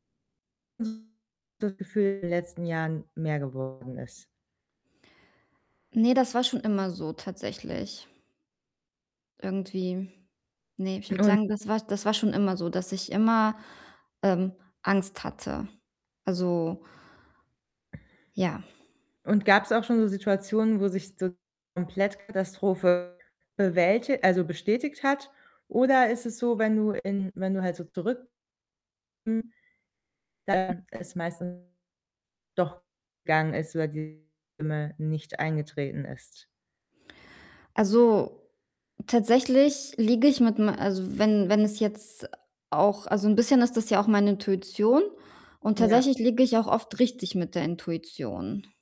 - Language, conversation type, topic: German, advice, Wie kann ich verhindern, dass Angst meinen Alltag bestimmt und mich definiert?
- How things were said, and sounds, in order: unintelligible speech; distorted speech; other background noise; unintelligible speech; unintelligible speech